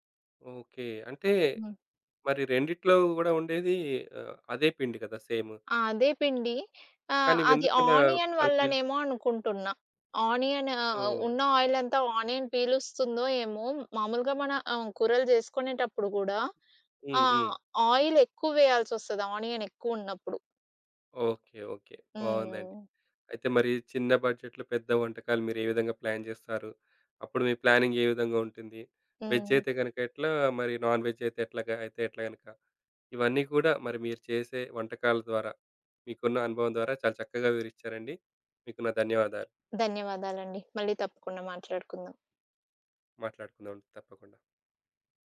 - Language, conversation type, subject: Telugu, podcast, ఒక చిన్న బడ్జెట్‌లో పెద్ద విందు వంటకాలను ఎలా ప్రణాళిక చేస్తారు?
- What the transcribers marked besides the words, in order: in English: "ఆనియన్"; "ఎందుకలా" said as "వెందుకలా"; in English: "ఆనియన్"; in English: "సో"; in English: "ఆనియన్"; other background noise; in English: "ఆయిల్"; in English: "ఆనియన్"; in English: "బడ్జెట్‌లో"; in English: "ప్లాన్"; in English: "ప్లానింగ్"; in English: "వెజ్"; in English: "నాన్ వెజ్"